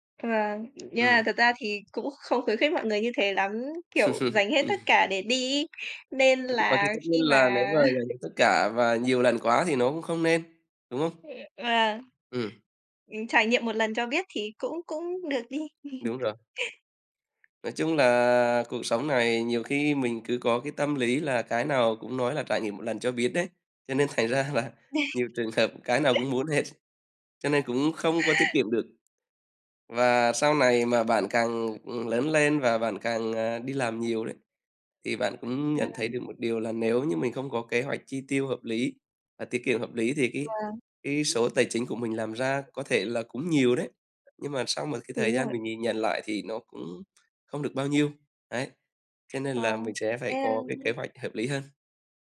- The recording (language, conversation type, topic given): Vietnamese, unstructured, Bạn quyết định thế nào giữa việc tiết kiệm tiền và chi tiền cho những trải nghiệm?
- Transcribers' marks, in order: other background noise; tapping; laugh; laughing while speaking: "mà"; unintelligible speech; other noise; chuckle; laughing while speaking: "nên thành ra là"; chuckle; laughing while speaking: "hợp"; laughing while speaking: "hết"